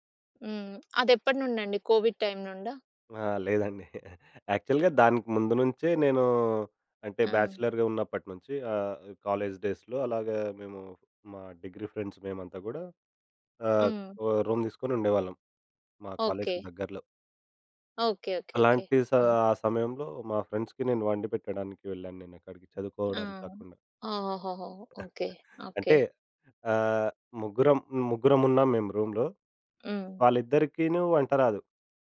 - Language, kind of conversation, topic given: Telugu, podcast, ఆసక్తి కోల్పోతే మీరు ఏ చిట్కాలు ఉపయోగిస్తారు?
- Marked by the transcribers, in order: tapping; in English: "కోవిడ్ టైమ్"; chuckle; in English: "యాక్చువల్‌గా"; in English: "బ్యాచిలర్‌గా"; in English: "కాలేజ్ డేస్‌లో"; in English: "ఫ్రెండ్స్"; in English: "రూమ్"; in English: "కాలేజ్‌కి"; in English: "ఫ్రెండ్స్‌కి"; chuckle; in English: "రూమ్‌లో"